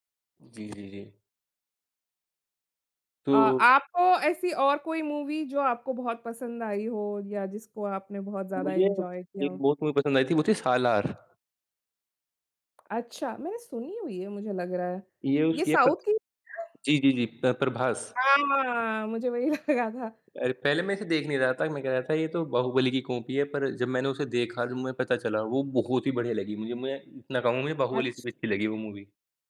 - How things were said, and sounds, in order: other background noise; in English: "मूवी"; in English: "एन्जॉय"; in English: "मूवी"; in English: "साउथ"; laughing while speaking: "वही लगा"; in English: "कॉपी"; in English: "मूवी"
- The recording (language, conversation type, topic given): Hindi, unstructured, क्या फिल्म के किरदारों का विकास कहानी को बेहतर बनाता है?